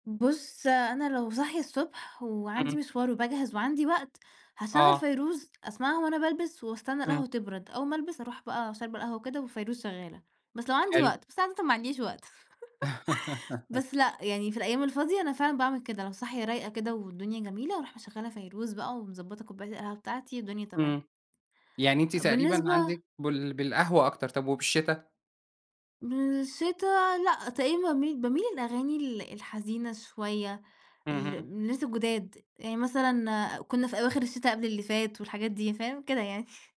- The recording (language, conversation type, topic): Arabic, podcast, إزاي الموسيقى بتأثر على يومك وعلى صحتك النفسية؟
- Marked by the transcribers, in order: chuckle